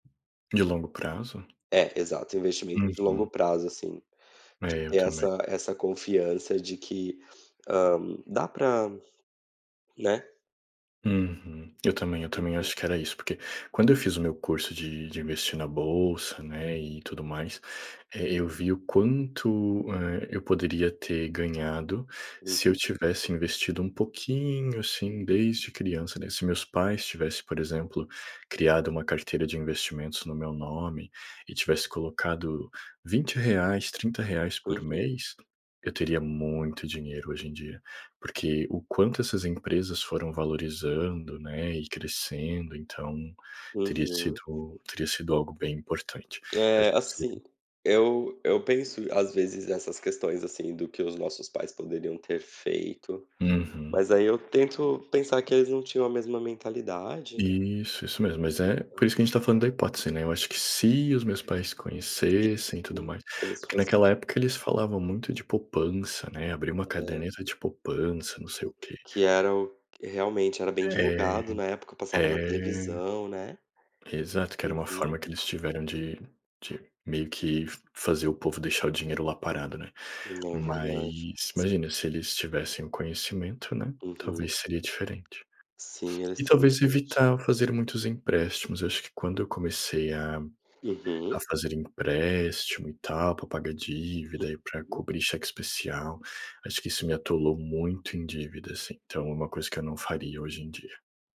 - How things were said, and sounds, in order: unintelligible speech
- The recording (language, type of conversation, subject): Portuguese, unstructured, Como você aprendeu a lidar com seu próprio dinheiro pela primeira vez?